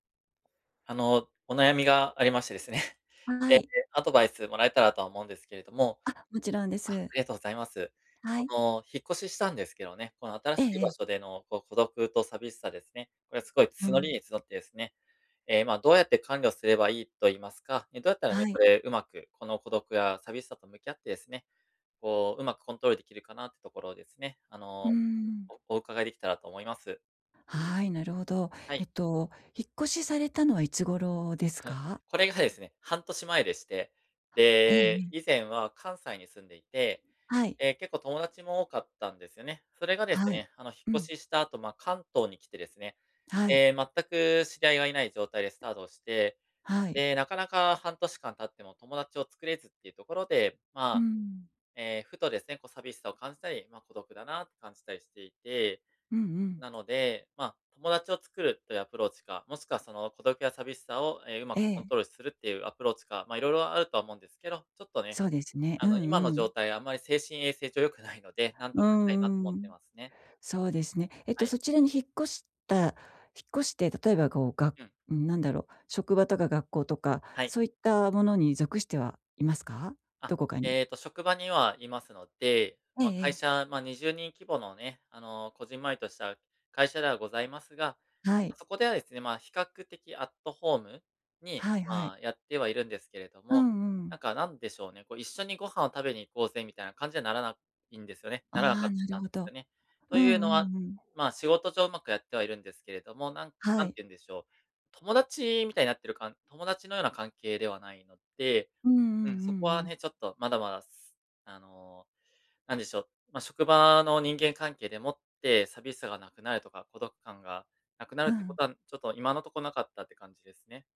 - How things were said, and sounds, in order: laughing while speaking: "ですね"; other background noise
- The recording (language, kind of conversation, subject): Japanese, advice, 新しい場所で感じる孤独や寂しさを、どうすればうまく対処できますか？